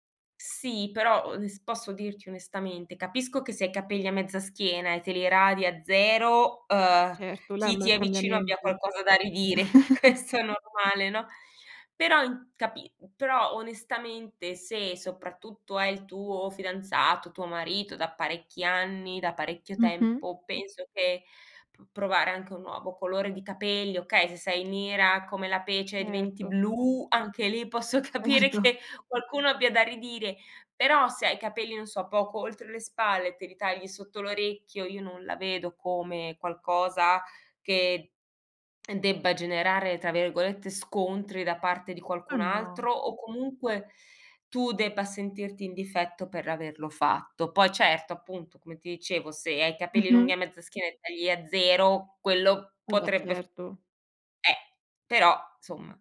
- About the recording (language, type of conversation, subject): Italian, podcast, Hai mai cambiato look per sentirti più sicuro?
- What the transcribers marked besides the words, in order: chuckle; laughing while speaking: "questo"; laughing while speaking: "capire che"; laughing while speaking: "Erto"; other background noise; "insomma" said as "nsomma"